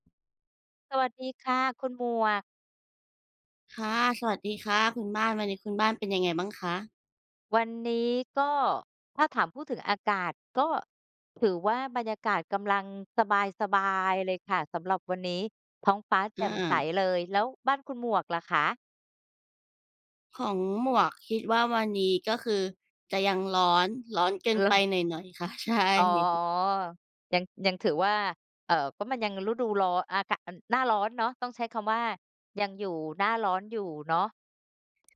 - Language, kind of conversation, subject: Thai, unstructured, คุณคิดว่าการออกกำลังกายช่วยเปลี่ยนชีวิตได้จริงไหม?
- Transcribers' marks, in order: other background noise